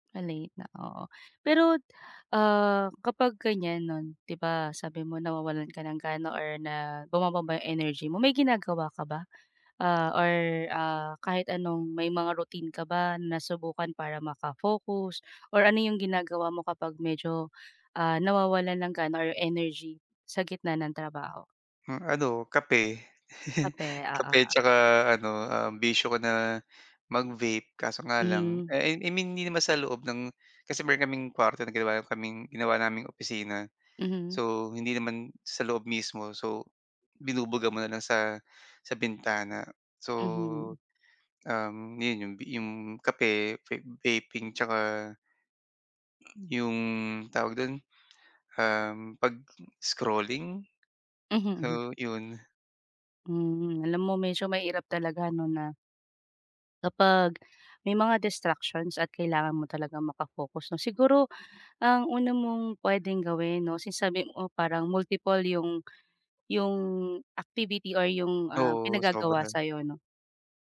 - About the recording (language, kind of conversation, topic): Filipino, advice, Paano ko mapapanatili ang pokus sa kasalukuyan kong proyekto?
- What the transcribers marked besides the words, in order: tapping; chuckle; other background noise; chuckle